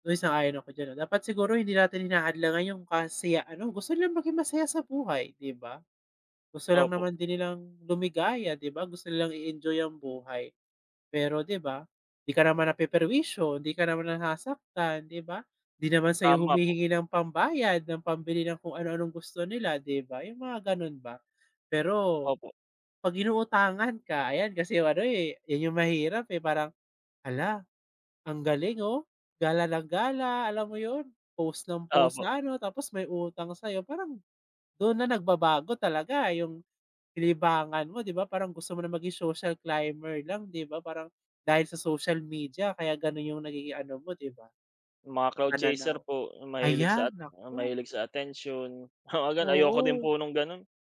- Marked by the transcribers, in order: in English: "social climber"; in English: "crowd chaser"; laughing while speaking: "Oo"
- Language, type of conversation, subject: Filipino, unstructured, May karapatan ba tayong husgahan kung paano nagkakasaya ang iba?